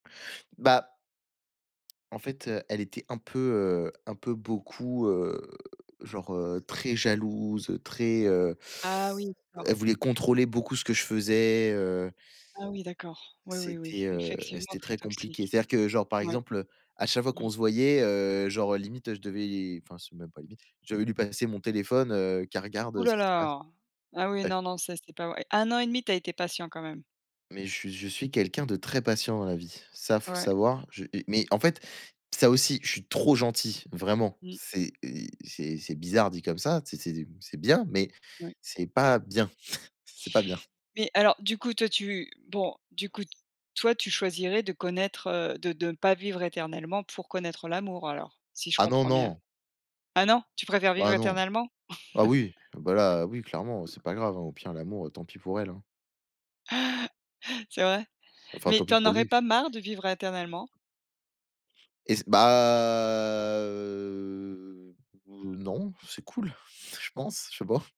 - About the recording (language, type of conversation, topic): French, unstructured, Seriez-vous prêt à vivre éternellement sans jamais connaître l’amour ?
- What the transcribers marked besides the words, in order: tapping; chuckle; chuckle; chuckle; other background noise; drawn out: "bah, heu"